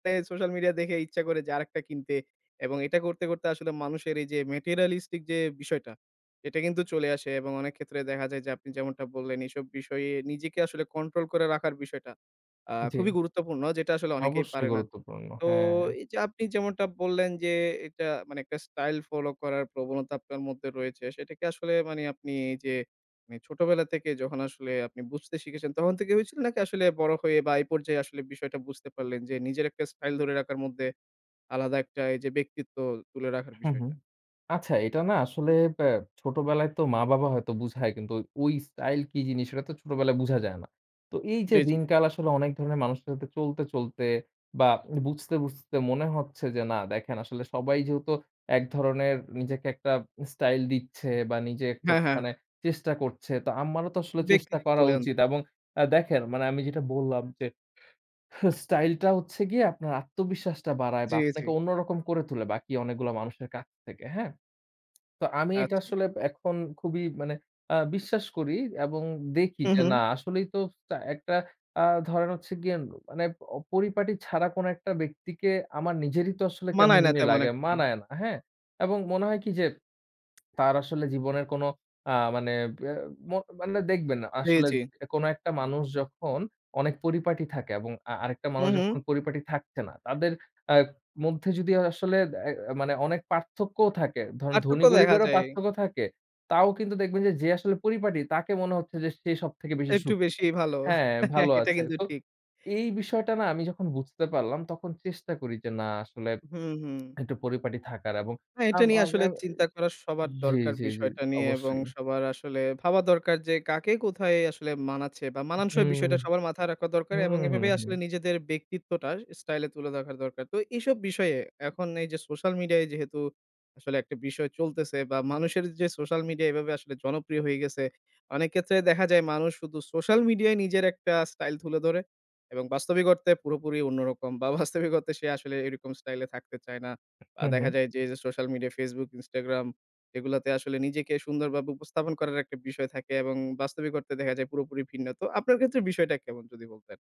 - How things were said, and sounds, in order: "ইচ্ছা" said as "ইচ্চা"; in English: "materialistic"; other background noise; "আমারও" said as "আম্মারও"; horn; yawn; lip smack; lip smack; chuckle; unintelligible speech; "ক্ষেত্রে" said as "কেত্রে"; "অর্থে" said as "অরতে"; tapping; "অর্থে" said as "অরতে"
- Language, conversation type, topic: Bengali, podcast, সোশ্যাল মিডিয়ায় দেখা স্টাইল তোমার ওপর কী প্রভাব ফেলে?